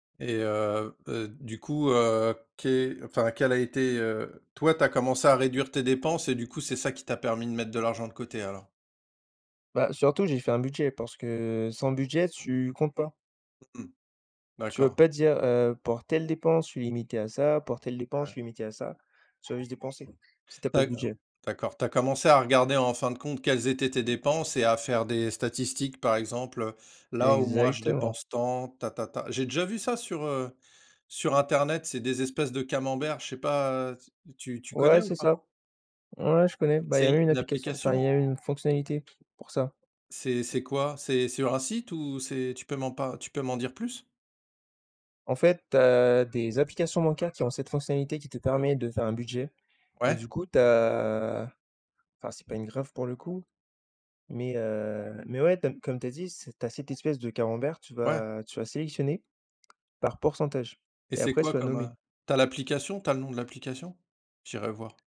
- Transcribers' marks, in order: other background noise; drawn out: "as"
- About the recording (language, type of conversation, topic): French, unstructured, Que penses-tu de l’importance d’économiser de l’argent ?